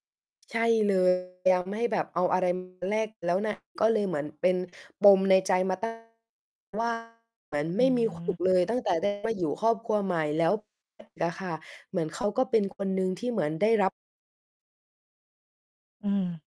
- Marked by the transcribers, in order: distorted speech; mechanical hum; static; tapping
- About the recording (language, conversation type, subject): Thai, podcast, คุณชอบซีรีส์แนวไหนที่สุด และเพราะอะไร?